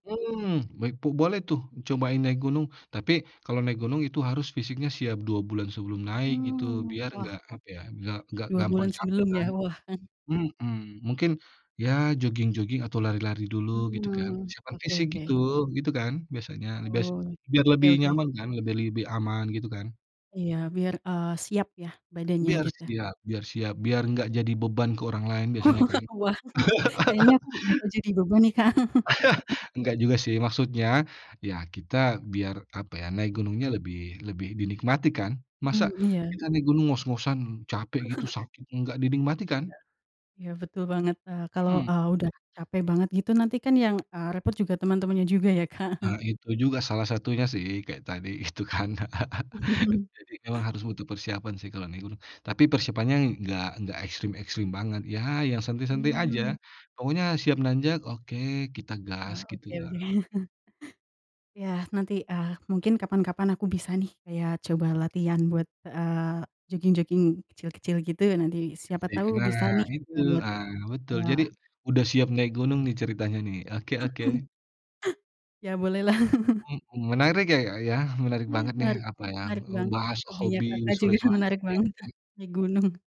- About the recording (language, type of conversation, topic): Indonesian, unstructured, Apa hobi yang paling sering kamu lakukan bersama teman?
- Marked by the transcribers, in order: tapping; chuckle; laugh; chuckle; laugh; other background noise; chuckle; chuckle; laughing while speaking: "itu kan"; chuckle; chuckle; unintelligible speech; chuckle; chuckle